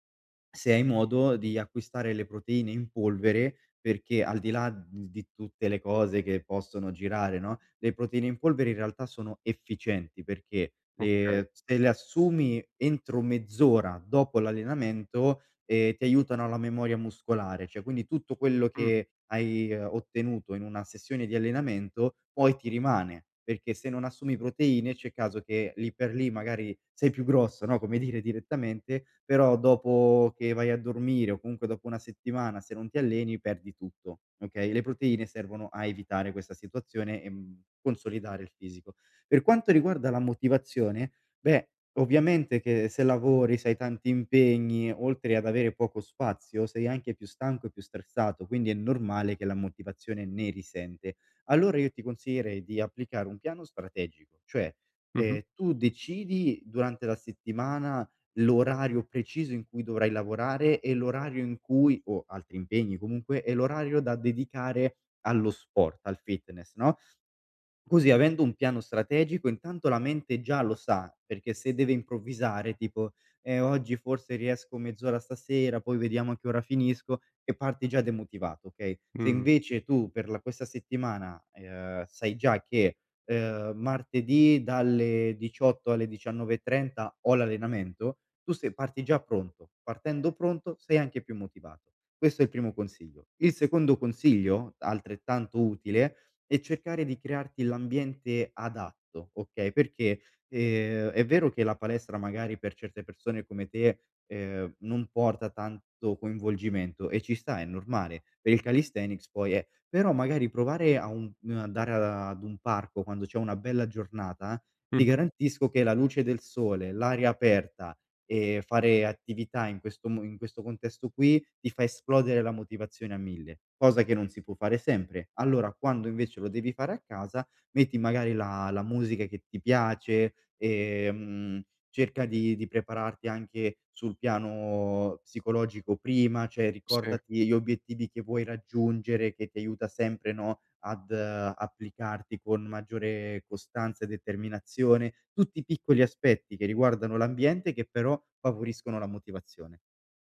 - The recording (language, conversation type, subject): Italian, advice, Come posso mantenere la motivazione per esercitarmi regolarmente e migliorare le mie abilità creative?
- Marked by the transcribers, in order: "cioè" said as "ceh"; laughing while speaking: "dire"; "cioè" said as "ceh"